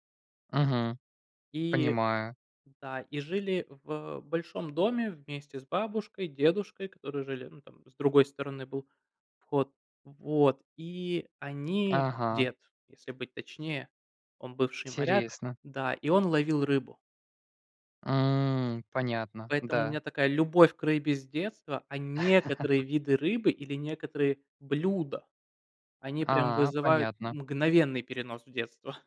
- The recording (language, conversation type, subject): Russian, unstructured, Какой вкус напоминает тебе о детстве?
- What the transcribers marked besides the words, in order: chuckle; laughing while speaking: "детство"